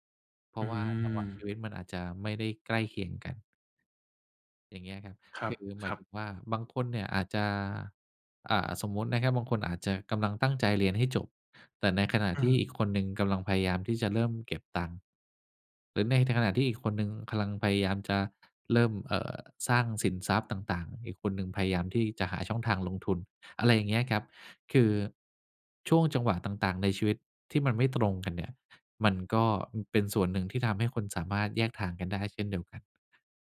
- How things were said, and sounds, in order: none
- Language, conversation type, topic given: Thai, advice, คำถามภาษาไทยเกี่ยวกับการค้นหาความหมายชีวิตหลังเลิกกับแฟน